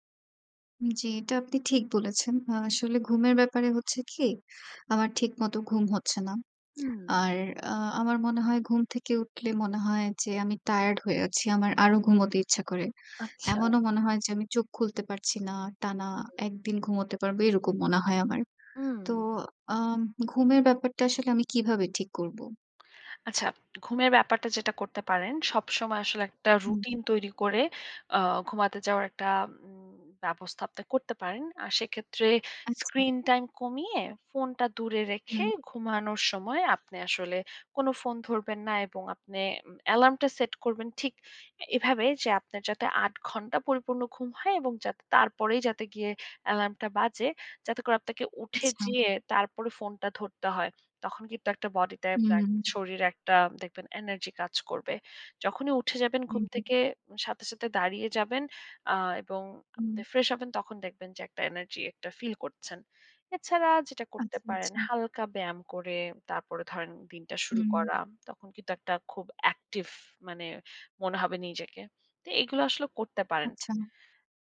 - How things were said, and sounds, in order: none
- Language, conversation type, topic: Bengali, advice, দীর্ঘদিন কাজের চাপের কারণে কি আপনি মানসিক ও শারীরিকভাবে অতিরিক্ত ক্লান্তি অনুভব করছেন?